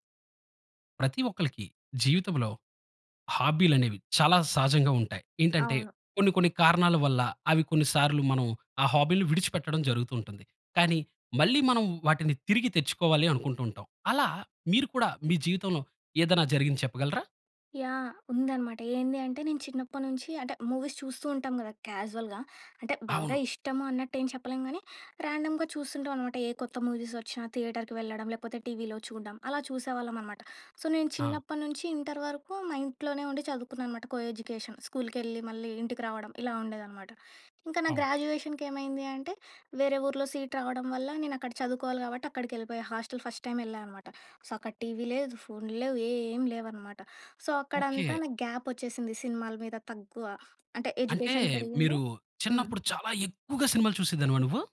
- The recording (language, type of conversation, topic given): Telugu, podcast, మధ్యలో వదిలేసి తర్వాత మళ్లీ పట్టుకున్న అభిరుచి గురించి చెప్పగలరా?
- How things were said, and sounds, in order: other background noise; in English: "హాబీ‌లని"; in English: "మూవీస్"; in English: "క్యాజువల్‌గా"; in English: "ర్యాండమ్‌గా"; in English: "మూవీస్"; in English: "థియేటర్‌కి"; in English: "సో"; in English: "కోఎడ్యుకేషన్"; in English: "సీట్"; in English: "హాస్టల్ ఫస్ట్ టైమ్"; in English: "సో"; in English: "సో"; in English: "గ్యాప్"; in English: "ఎడ్యుకేషన్"